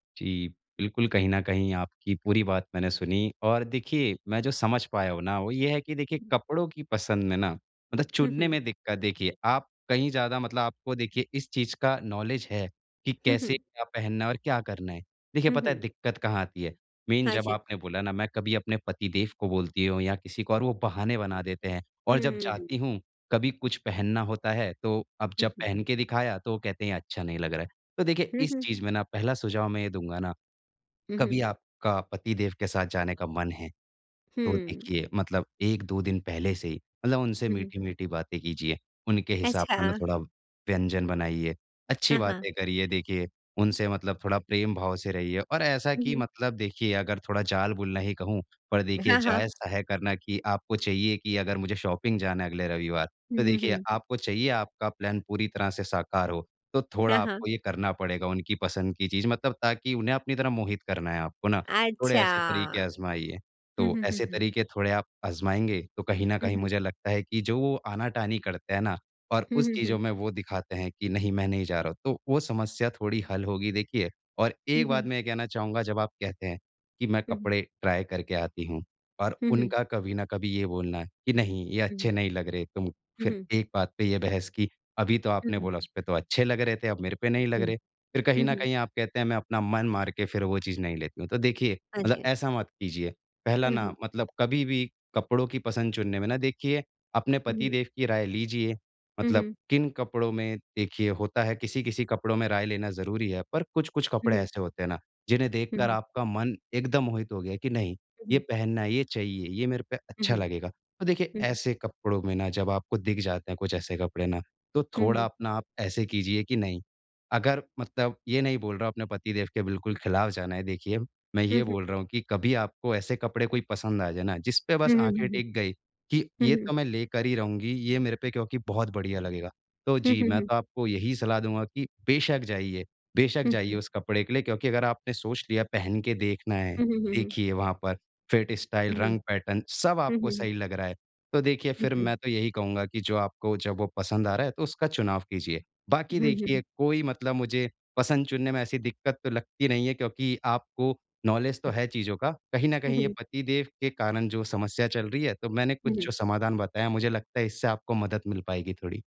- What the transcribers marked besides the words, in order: other background noise; in English: "नॉलेज"; in English: "मीन"; in English: "शॉपिंग"; in English: "प्लान"; "आना-कानी" said as "आना-टानी"; in English: "ट्राई"; in English: "फिट, स्टाइल"; in English: "पैटर्न"; in English: "नॉलेज"
- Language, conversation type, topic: Hindi, advice, मुझे कपड़े चुनने में हमेशा दिक्कत क्यों होती है?